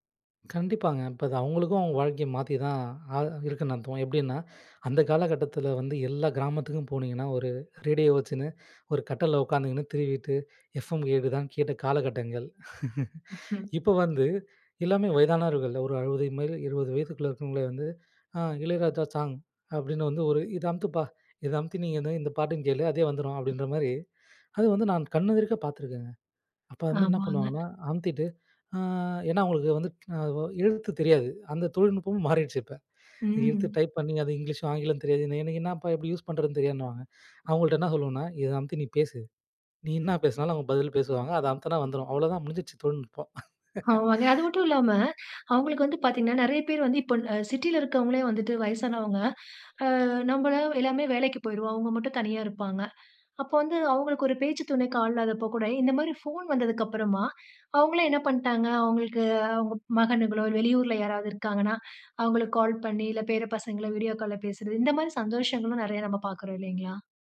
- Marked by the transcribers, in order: laugh; chuckle; in English: "டைப்"; in English: "யூஸ்"; laughing while speaking: "ஆமாங்க"; chuckle; in English: "வீடியோ கால்ல"
- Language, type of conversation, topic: Tamil, podcast, புதிய தொழில்நுட்பங்கள் உங்கள் தினசரி வாழ்வை எப்படி மாற்றின?